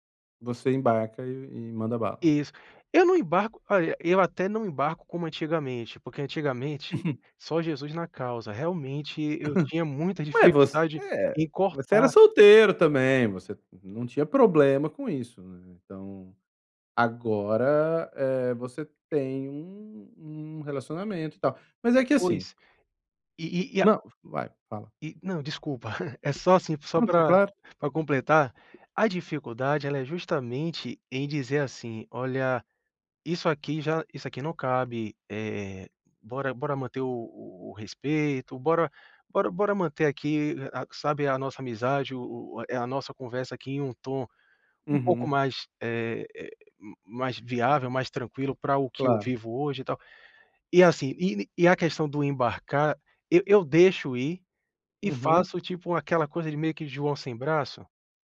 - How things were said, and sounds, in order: chuckle; chuckle; chuckle; tapping
- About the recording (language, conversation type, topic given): Portuguese, advice, Como posso estabelecer limites claros no início de um relacionamento?